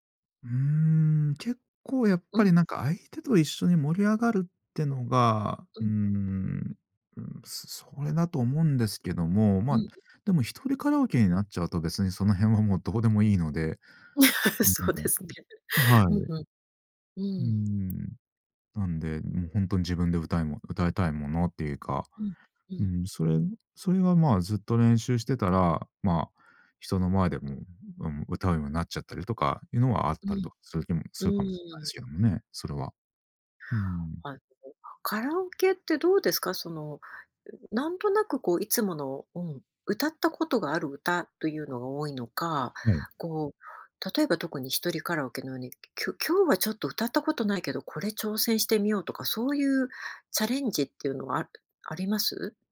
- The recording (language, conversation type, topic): Japanese, podcast, カラオケで歌う楽しさはどこにあるのでしょうか？
- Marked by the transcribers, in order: other noise; laugh; laughing while speaking: "そうですね"